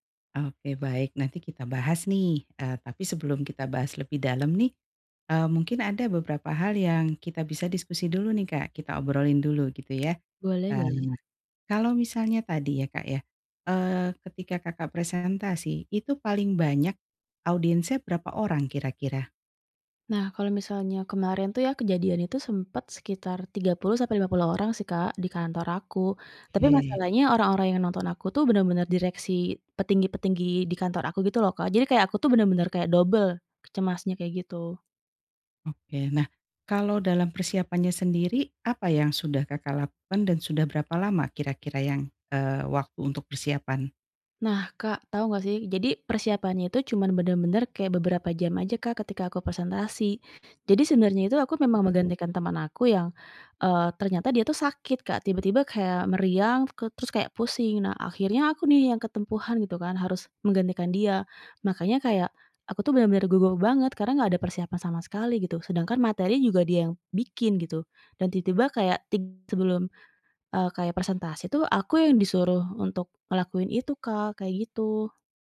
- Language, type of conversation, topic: Indonesian, advice, Bagaimana cara mengatasi kecemasan sebelum presentasi di depan banyak orang?
- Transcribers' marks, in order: none